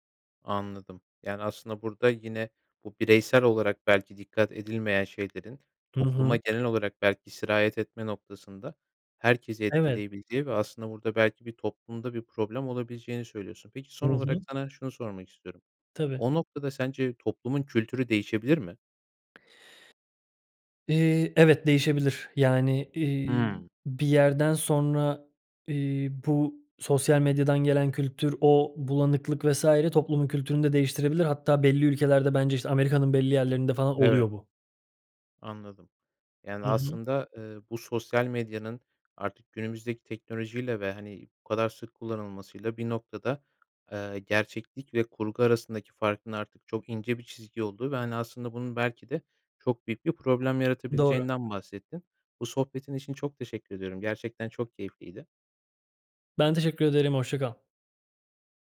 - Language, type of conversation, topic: Turkish, podcast, Sosyal medyada gerçeklik ile kurgu arasındaki çizgi nasıl bulanıklaşıyor?
- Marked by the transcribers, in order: tapping